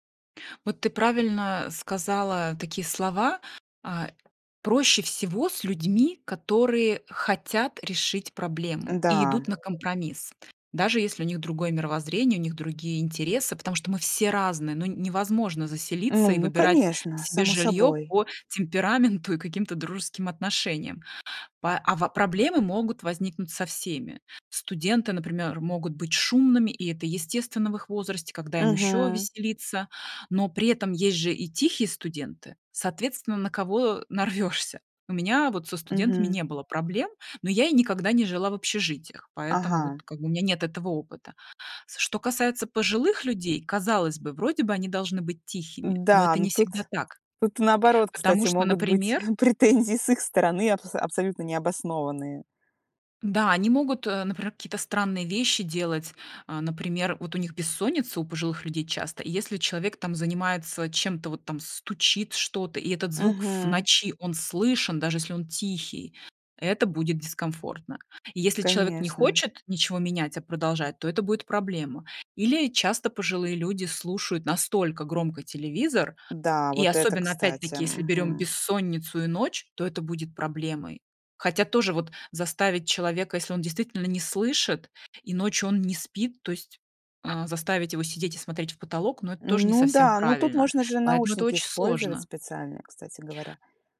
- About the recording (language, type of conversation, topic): Russian, podcast, Что, по‑твоему, значит быть хорошим соседом?
- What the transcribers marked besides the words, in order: tapping; other background noise; laughing while speaking: "нарвешься"; laughing while speaking: "претензии"